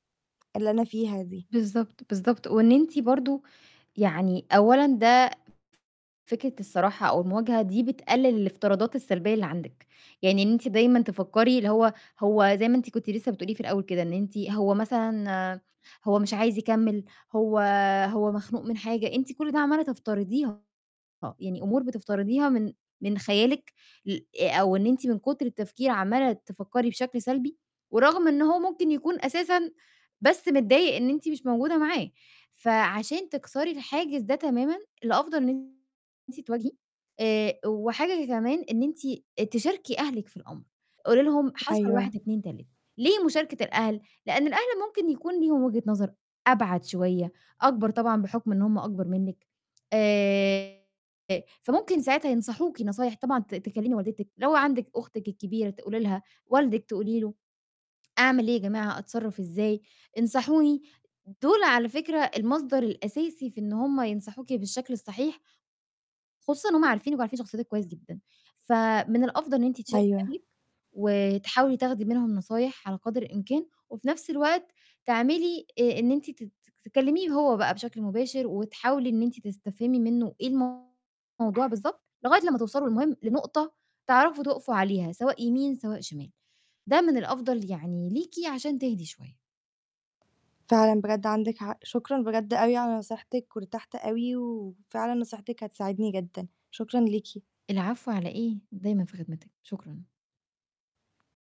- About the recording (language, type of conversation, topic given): Arabic, advice, إزاي أقدر أحافظ على علاقتي عن بُعد رغم الصعوبات؟
- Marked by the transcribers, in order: distorted speech; tapping; static